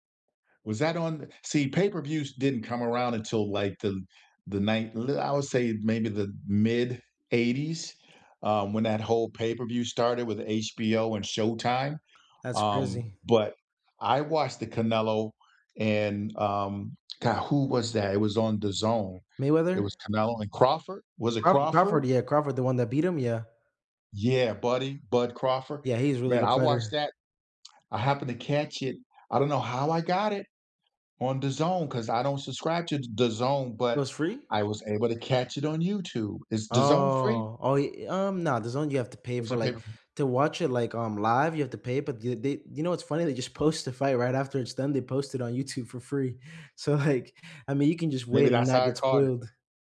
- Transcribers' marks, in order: other background noise; drawn out: "Oh"; laughing while speaking: "like"
- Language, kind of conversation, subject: English, unstructured, Which childhood cartoons still hold up for you as an adult, and what still resonates today?